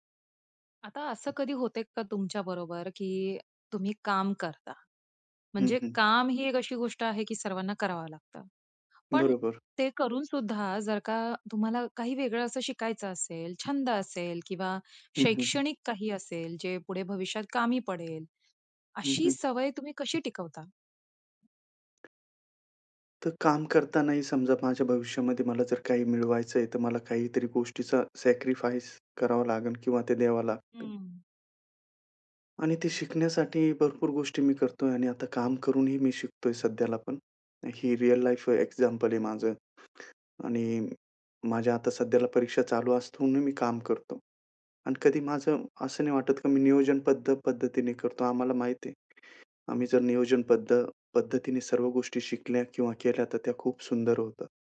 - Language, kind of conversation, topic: Marathi, podcast, काम करतानाही शिकण्याची सवय कशी टिकवता?
- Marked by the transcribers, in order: other background noise; tapping; in English: "सॅक्रिफाईस"; in English: "लाईफ"; other noise